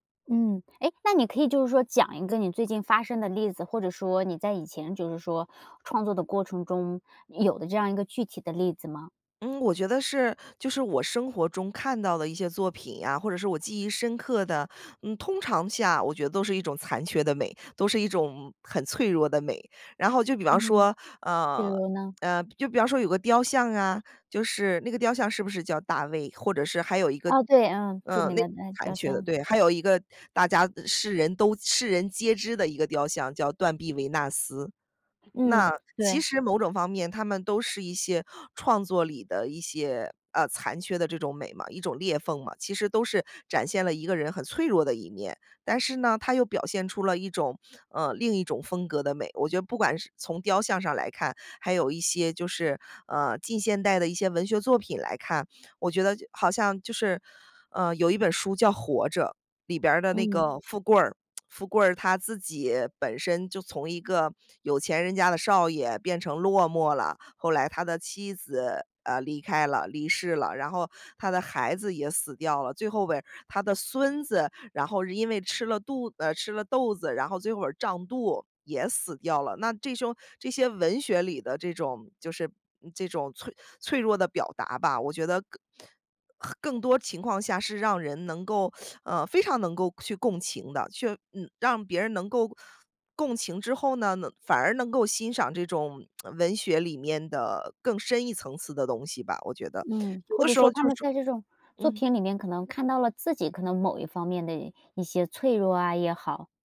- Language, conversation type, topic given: Chinese, podcast, 你愿意在作品里展现脆弱吗？
- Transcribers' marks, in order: other background noise; tapping; teeth sucking; lip smack